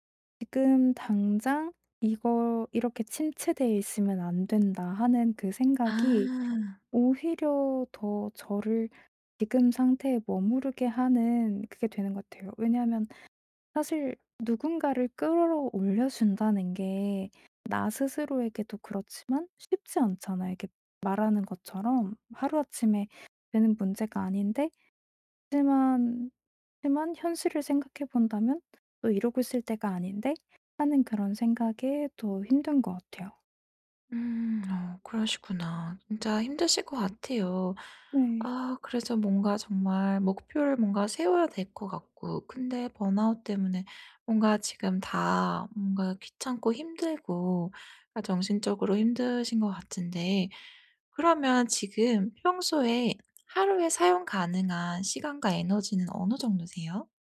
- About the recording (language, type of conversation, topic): Korean, advice, 번아웃을 겪는 지금, 현실적인 목표를 세우고 기대치를 조정하려면 어떻게 해야 하나요?
- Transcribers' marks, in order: other background noise